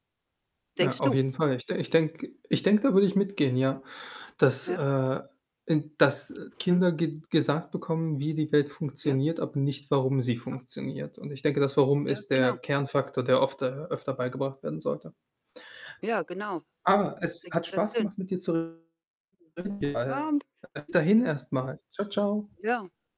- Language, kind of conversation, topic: German, unstructured, Was ist für dich der größte Stressfaktor in der Schule?
- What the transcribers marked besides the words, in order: static; other background noise; distorted speech; unintelligible speech; unintelligible speech